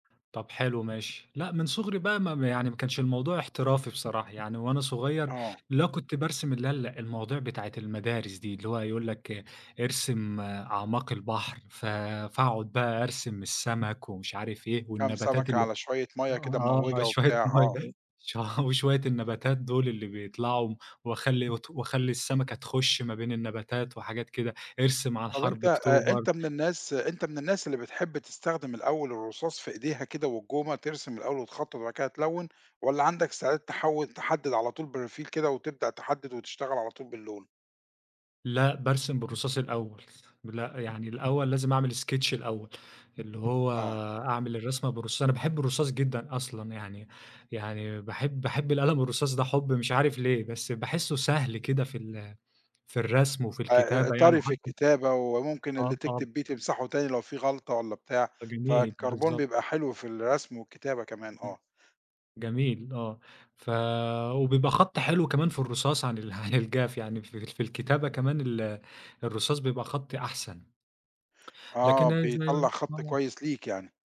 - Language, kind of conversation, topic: Arabic, podcast, ايه اللي بيلهمك تكتب أو ترسم أو تألّف؟
- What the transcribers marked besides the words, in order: tapping; laughing while speaking: "شوية مَيّة"; laugh; other noise; in French: "بروفيل"; in English: "Sketch"; other background noise; chuckle; unintelligible speech